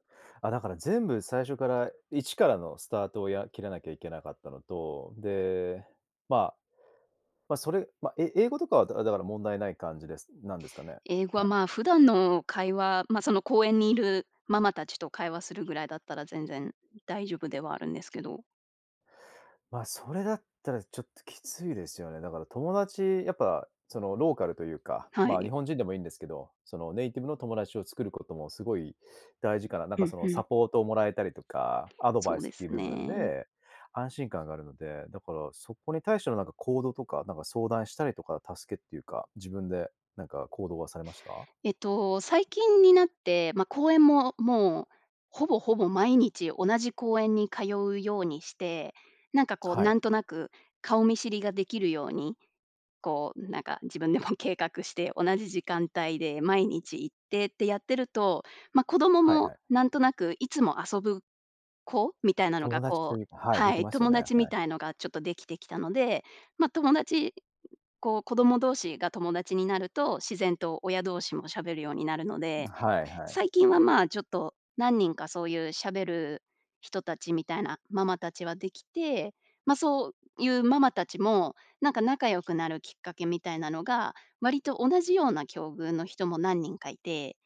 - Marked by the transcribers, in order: other background noise
- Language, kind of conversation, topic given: Japanese, podcast, 孤立を感じた経験はありますか？
- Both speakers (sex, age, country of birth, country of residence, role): female, 30-34, Japan, United States, guest; male, 35-39, Japan, Japan, host